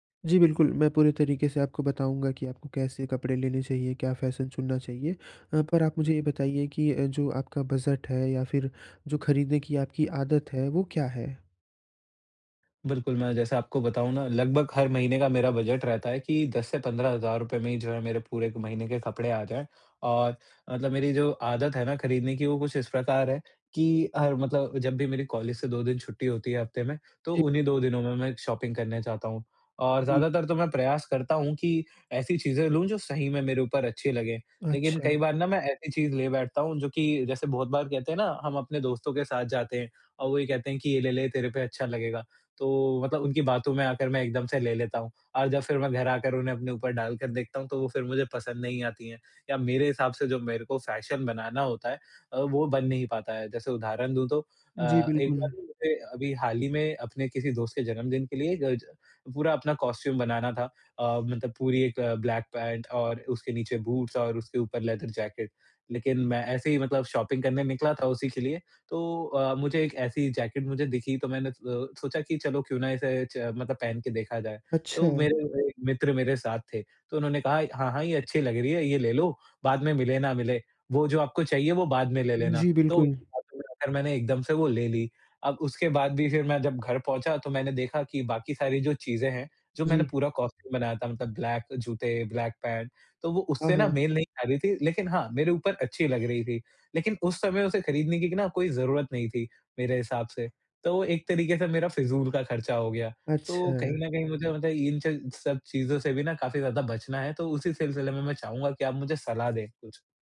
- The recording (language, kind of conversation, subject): Hindi, advice, कपड़े और फैशन चुनने में मुझे मुश्किल होती है—मैं कहाँ से शुरू करूँ?
- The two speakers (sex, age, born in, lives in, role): male, 20-24, India, India, advisor; male, 45-49, India, India, user
- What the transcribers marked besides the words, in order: tapping; in English: "शॉपिंग"; in English: "कॉस्ट्यूम"; in English: "ब्लैक"; in English: "बूट्स"; in English: "शॉपिंग"; in English: "कॉस्ट्यूम"; in English: "ब्लैक"; in English: "ब्लैक"; other background noise